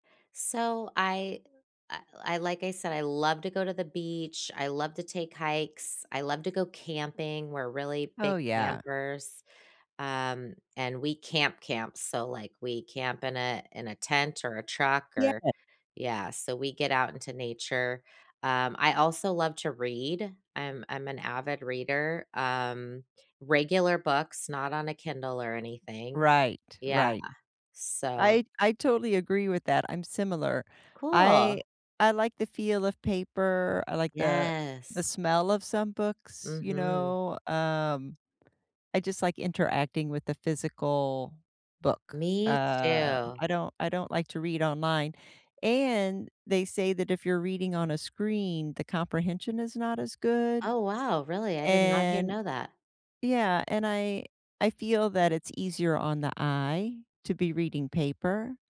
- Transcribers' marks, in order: stressed: "Me"
- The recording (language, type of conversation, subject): English, unstructured, What weekend hobbies help you recharge, and what do they give you?
- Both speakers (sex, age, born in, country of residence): female, 45-49, United States, United States; female, 55-59, United States, United States